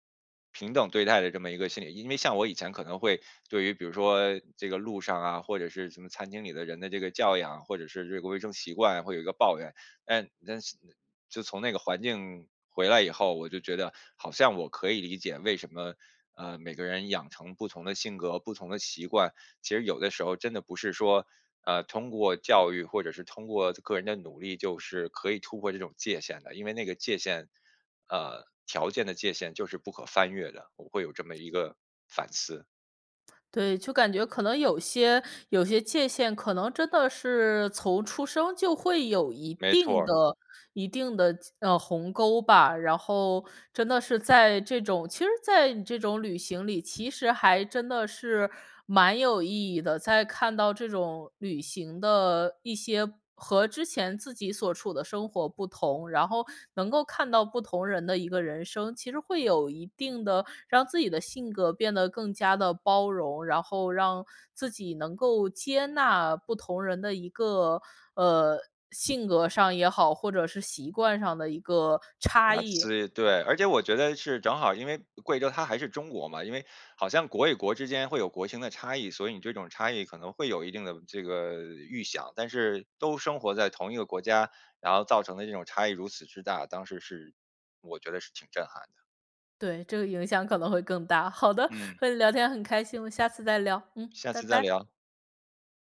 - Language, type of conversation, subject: Chinese, podcast, 哪一次旅行让你更懂得感恩或更珍惜当下？
- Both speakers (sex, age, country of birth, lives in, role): female, 30-34, China, United States, host; male, 40-44, China, United States, guest
- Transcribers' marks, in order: other background noise